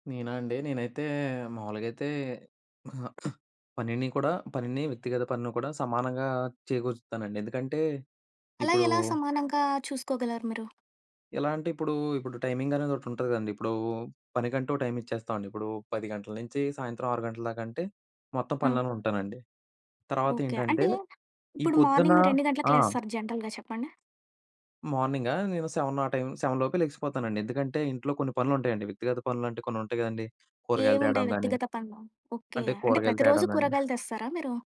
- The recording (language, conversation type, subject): Telugu, podcast, పని మరియు వ్యక్తిగత వృద్ధి మధ్య సమతుల్యం ఎలా చేస్తారు?
- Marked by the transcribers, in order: tapping; other noise; in English: "మార్నింగ్"; in English: "జనరల్‌గా"; in English: "సెవెన్"; in English: "సెవెన్"; background speech